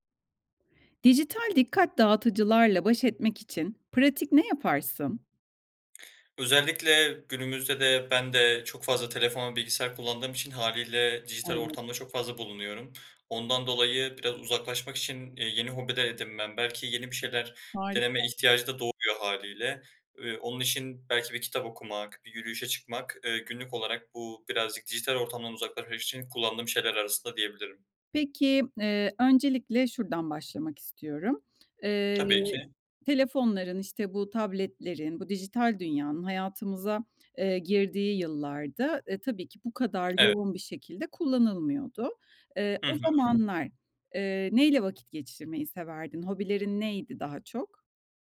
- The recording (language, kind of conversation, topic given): Turkish, podcast, Dijital dikkat dağıtıcılarla başa çıkmak için hangi pratik yöntemleri kullanıyorsun?
- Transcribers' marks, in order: other background noise